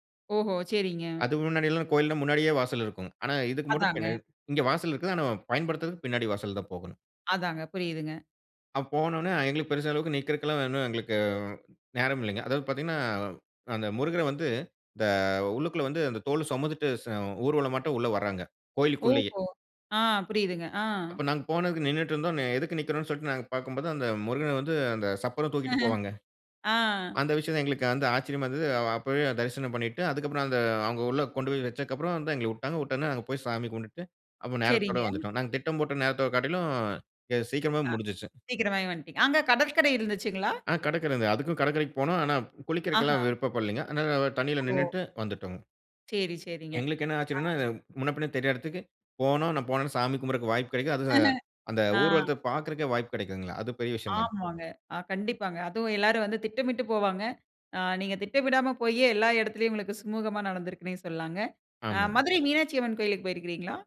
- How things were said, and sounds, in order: laugh; "விட்டாங்க" said as "உட்டாங்க"; "விட்ட" said as "உட்ட"; "கும்பிடறதுக்கு" said as "கும்பிறக்கு"; laugh
- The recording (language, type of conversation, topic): Tamil, podcast, சுற்றுலாவின் போது வழி தவறி அலைந்த ஒரு சம்பவத்தைப் பகிர முடியுமா?